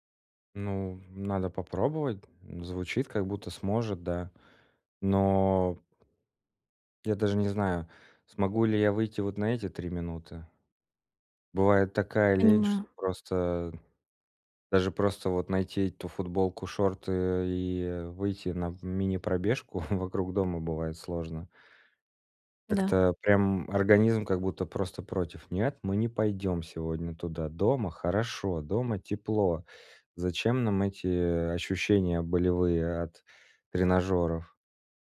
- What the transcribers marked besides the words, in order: other background noise; chuckle
- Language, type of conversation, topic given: Russian, advice, Как поддерживать мотивацию и дисциплину, когда сложно сформировать устойчивую привычку надолго?